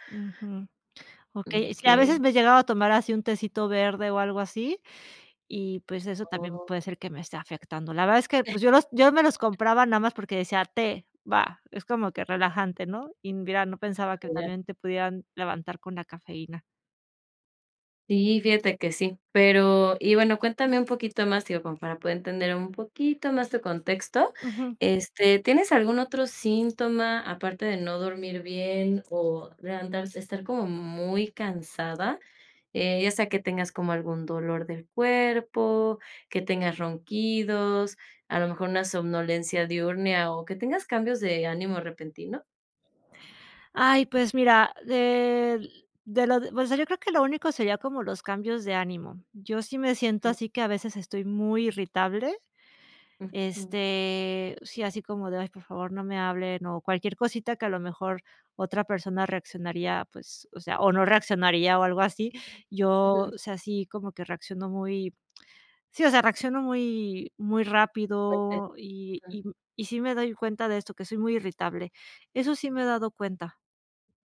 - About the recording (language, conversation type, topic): Spanish, advice, ¿Por qué me despierto cansado aunque duermo muchas horas?
- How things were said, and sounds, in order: other background noise; "diurna" said as "diurnia"